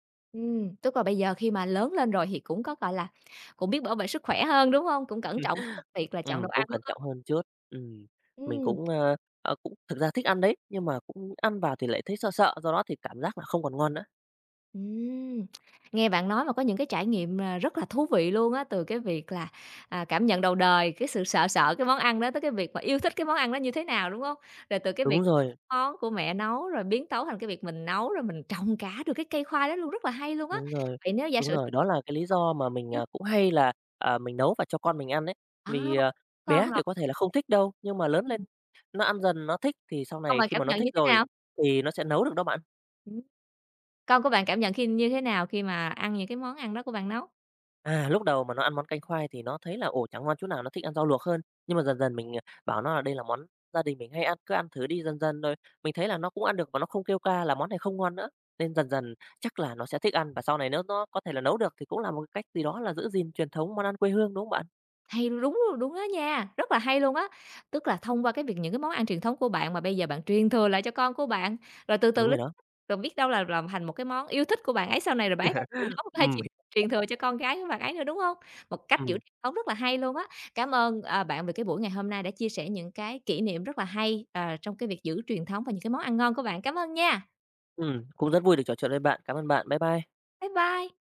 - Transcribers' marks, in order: tapping; other background noise; unintelligible speech; unintelligible speech; chuckle; unintelligible speech
- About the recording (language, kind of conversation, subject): Vietnamese, podcast, Bạn có thể kể về món ăn tuổi thơ khiến bạn nhớ mãi không quên không?